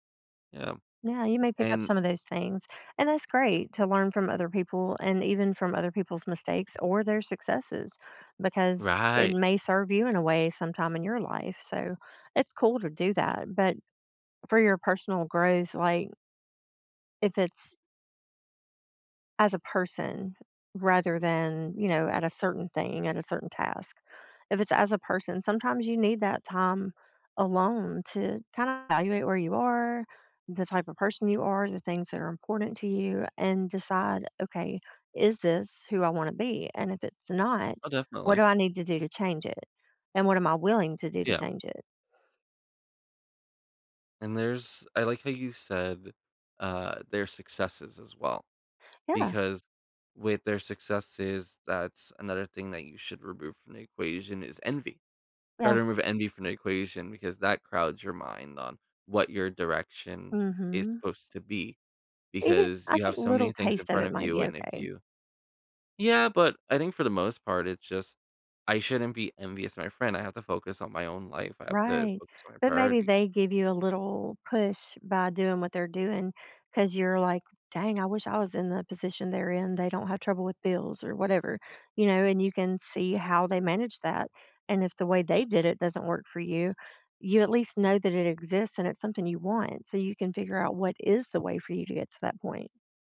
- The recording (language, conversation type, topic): English, unstructured, How can I make space for personal growth amid crowded tasks?
- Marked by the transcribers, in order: none